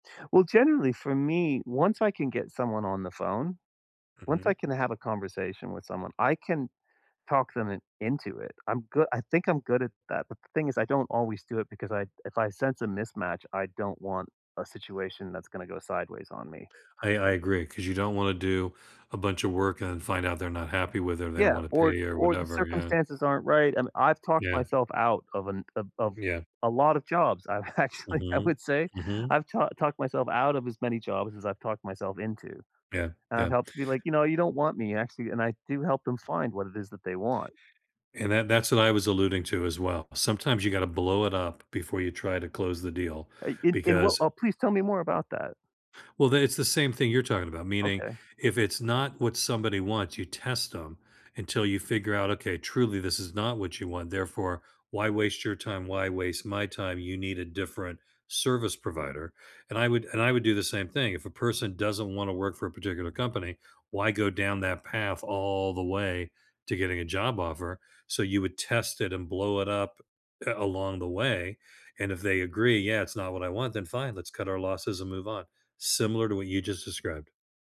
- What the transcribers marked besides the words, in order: laughing while speaking: "I've actually"; drawn out: "all"
- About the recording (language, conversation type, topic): English, unstructured, How can you persuade someone without arguing?